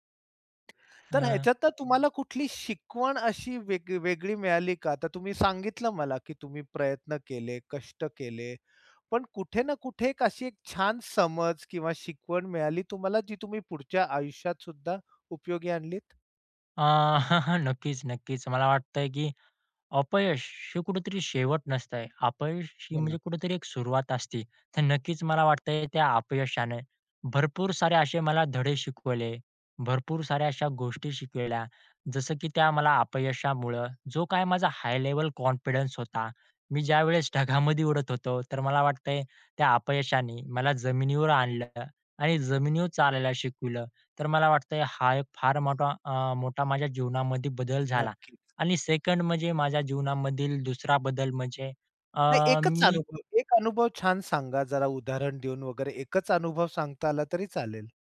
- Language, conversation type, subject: Marathi, podcast, एखाद्या अपयशानं तुमच्यासाठी कोणती संधी उघडली?
- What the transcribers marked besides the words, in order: tapping; other background noise; chuckle; in English: "कॉन्फिडन्स"